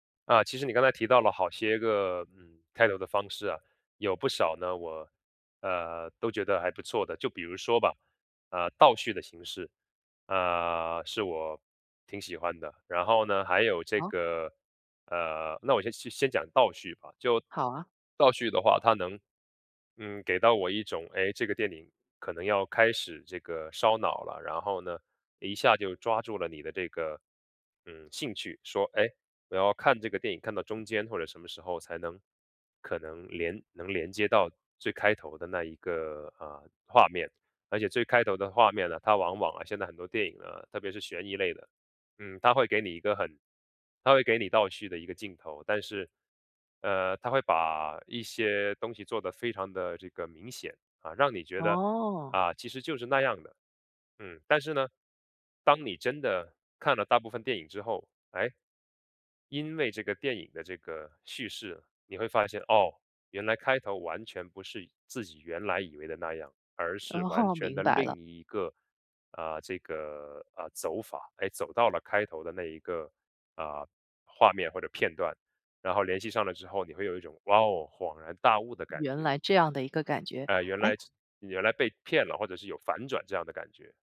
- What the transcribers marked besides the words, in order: other background noise; laughing while speaking: "哦"
- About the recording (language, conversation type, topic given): Chinese, podcast, 什么样的电影开头最能一下子吸引你？